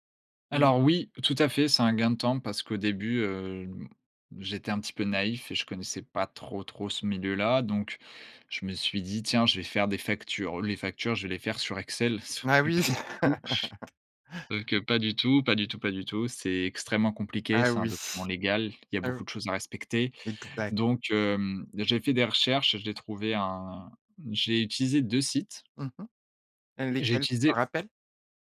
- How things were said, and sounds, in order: unintelligible speech; laughing while speaking: "Sauf que pas du tout"; laugh; tapping
- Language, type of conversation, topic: French, podcast, Comment trouves-tu l’équilibre entre le travail et la vie personnelle ?